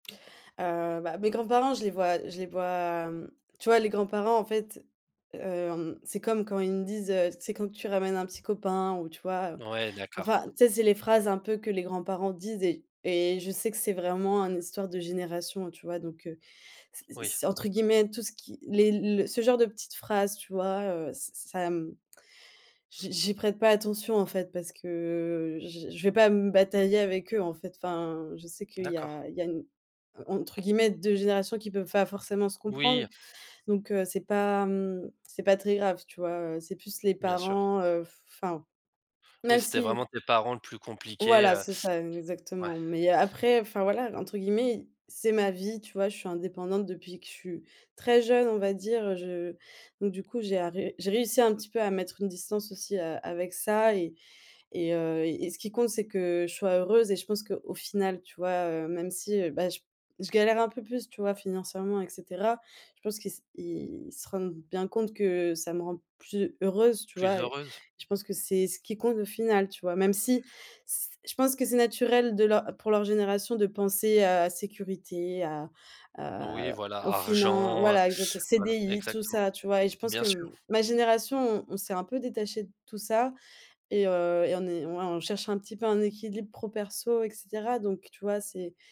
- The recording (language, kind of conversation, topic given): French, podcast, Comment ta famille réagit-elle quand tu choisis une voie différente ?
- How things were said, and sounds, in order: other background noise; tapping